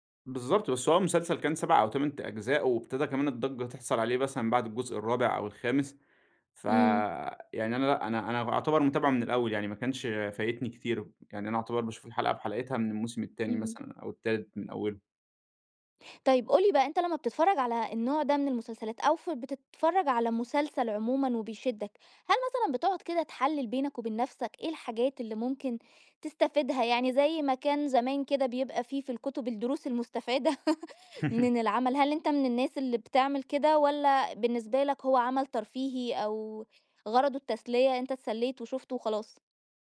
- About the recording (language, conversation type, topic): Arabic, podcast, ليه بعض المسلسلات بتشدّ الناس ومبتخرجش من بالهم؟
- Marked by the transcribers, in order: laugh